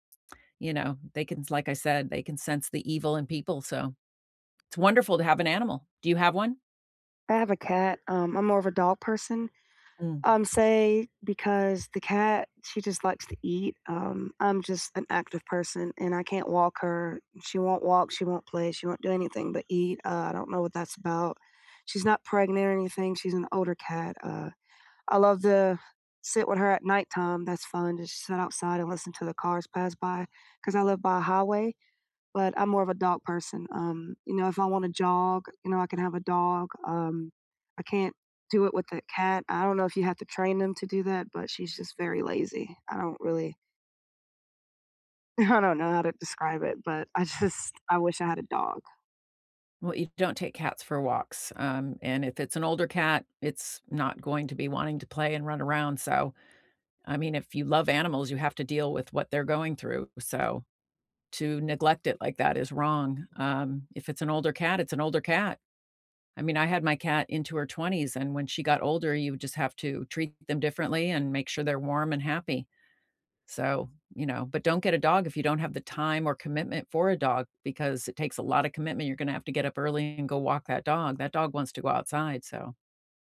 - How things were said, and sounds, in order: other background noise; tapping; laughing while speaking: "I"; laughing while speaking: "I just"
- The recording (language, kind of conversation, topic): English, unstructured, What is the most surprising thing animals can sense about people?